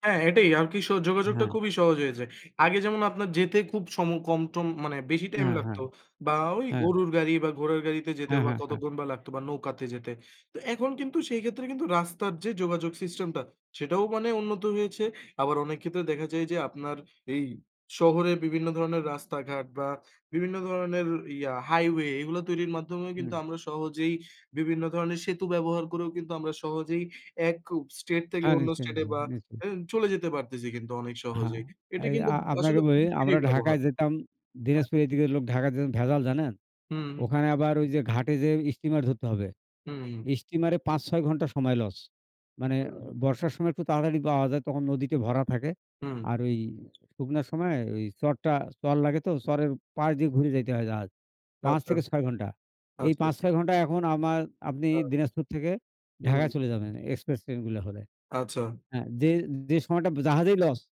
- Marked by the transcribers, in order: tapping; other background noise
- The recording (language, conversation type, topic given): Bengali, unstructured, প্রযুক্তি আপনার জীবনে কীভাবে পরিবর্তন এনেছে?